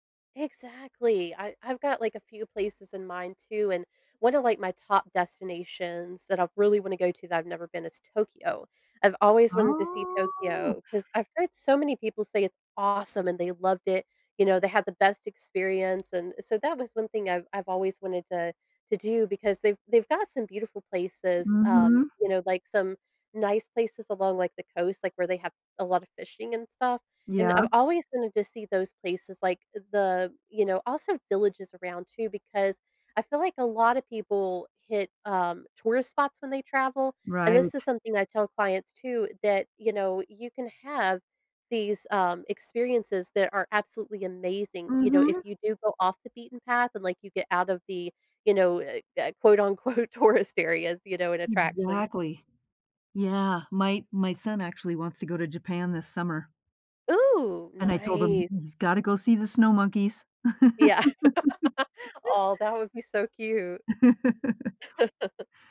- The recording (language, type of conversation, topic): English, podcast, How does exploring new places impact the way we see ourselves and the world?
- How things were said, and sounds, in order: drawn out: "Oh"; stressed: "awesome"; tapping; other background noise; laughing while speaking: "unquote, tourist"; laughing while speaking: "Yeah"; laugh; chuckle